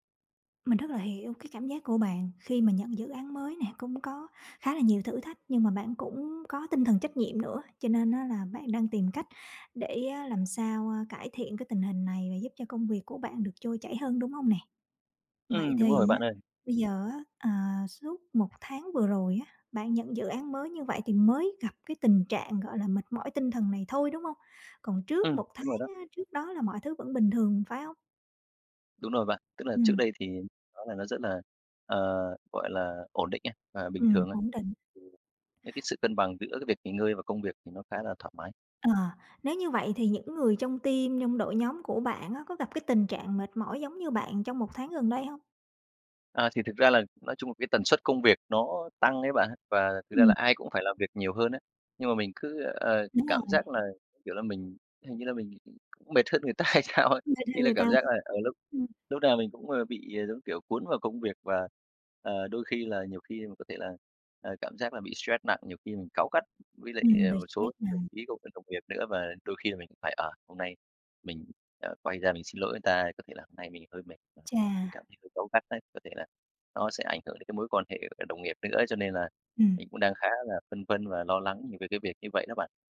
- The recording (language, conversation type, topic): Vietnamese, advice, Làm sao để vượt qua tình trạng kiệt sức tinh thần khiến tôi khó tập trung làm việc?
- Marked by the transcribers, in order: tapping; other background noise; in English: "team"; laughing while speaking: "ta hay sao ấy?"; unintelligible speech